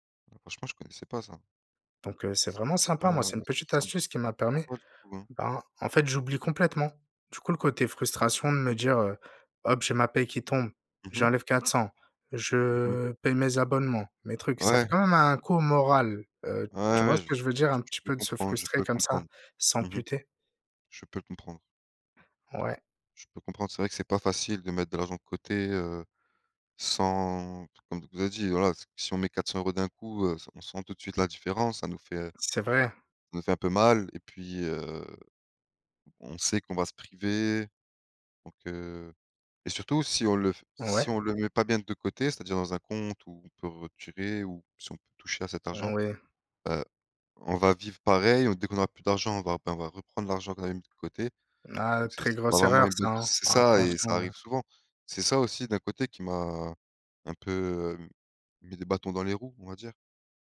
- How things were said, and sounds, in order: other background noise; tapping; unintelligible speech
- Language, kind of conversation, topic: French, unstructured, Comment décidez-vous quand dépenser ou économiser ?